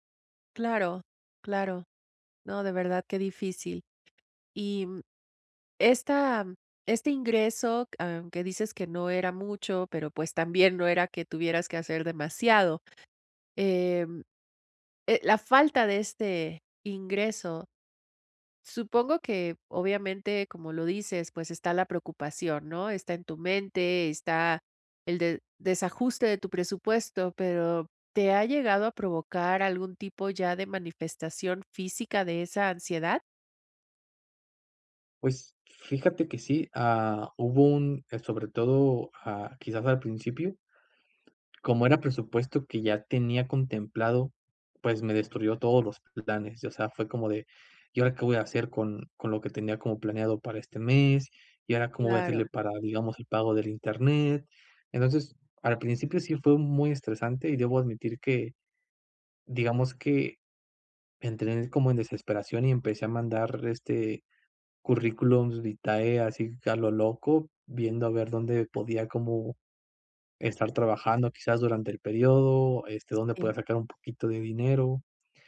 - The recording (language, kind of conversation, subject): Spanish, advice, ¿Cómo puedo reducir la ansiedad ante la incertidumbre cuando todo está cambiando?
- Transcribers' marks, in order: none